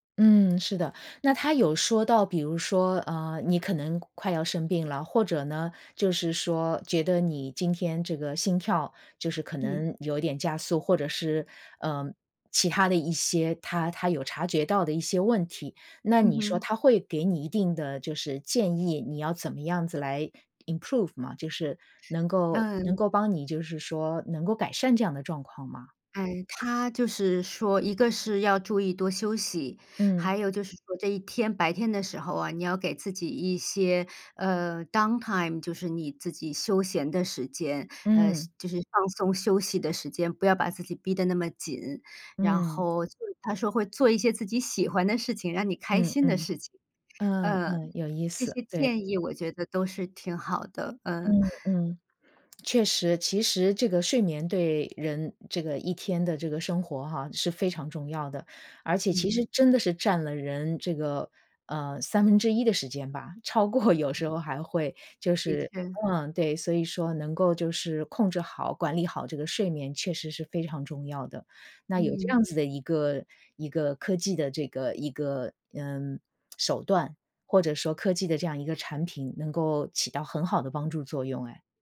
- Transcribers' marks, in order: in English: "improve"; other background noise; in English: "downtime"; lip smack; laughing while speaking: "超过"; lip smack
- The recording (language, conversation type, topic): Chinese, podcast, 你平时会怎么平衡使用电子设备和睡眠？